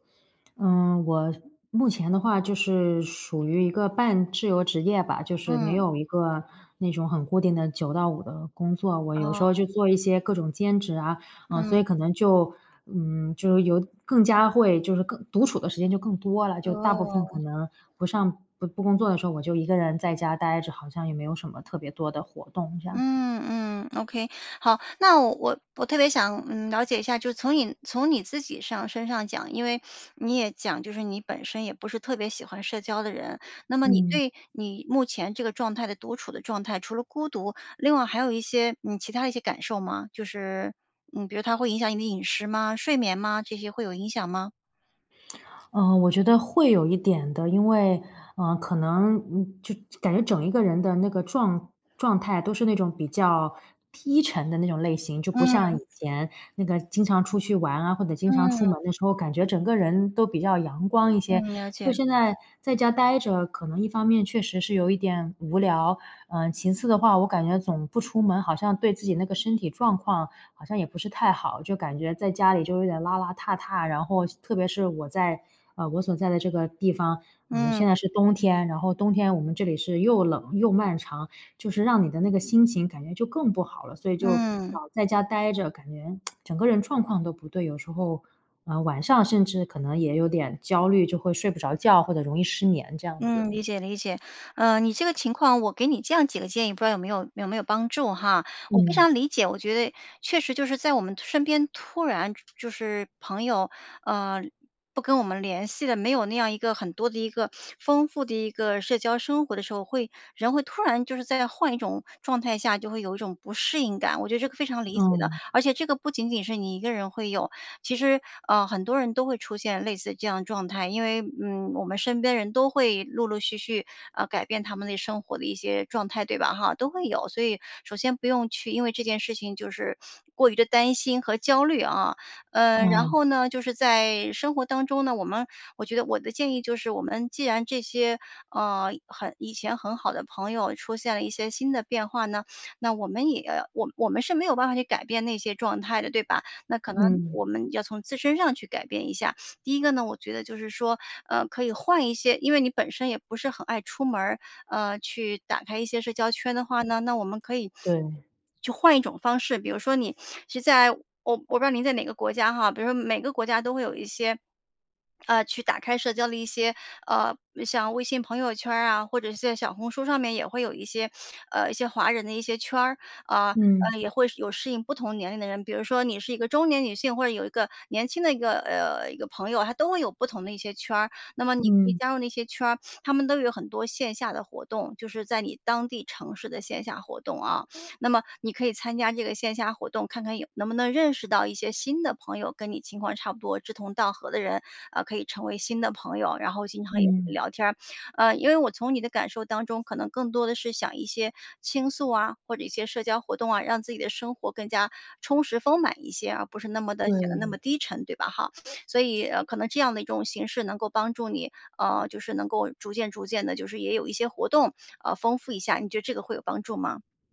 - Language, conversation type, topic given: Chinese, advice, 朋友圈的变化是如何影响并重塑你的社交生活的？
- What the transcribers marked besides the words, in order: other background noise; sniff; tsk; tsk; sniff; sniff; sniff; sniff; sniff; swallow; sniff; swallow; sniff; sniff; sniff; sniff